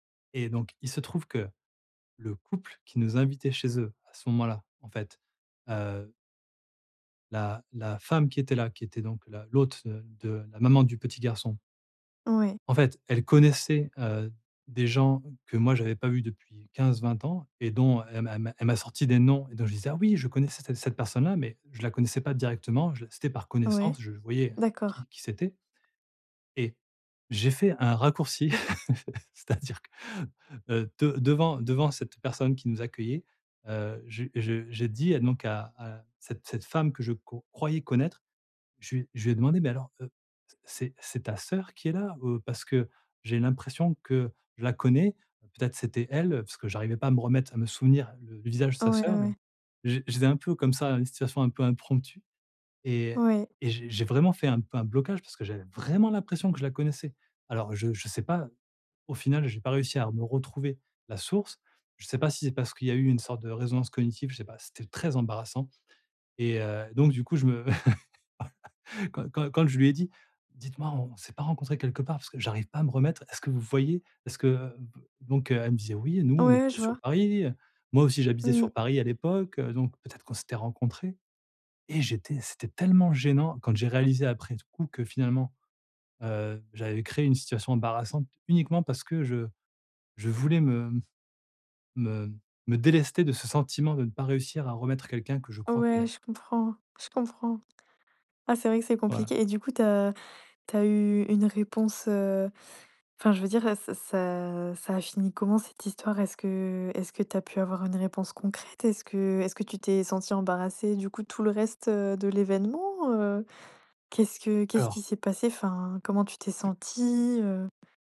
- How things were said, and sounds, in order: chuckle; stressed: "vraiment"; stressed: "très"; chuckle; other background noise
- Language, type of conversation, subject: French, advice, Se remettre d'une gaffe sociale
- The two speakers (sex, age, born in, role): female, 20-24, France, advisor; male, 40-44, France, user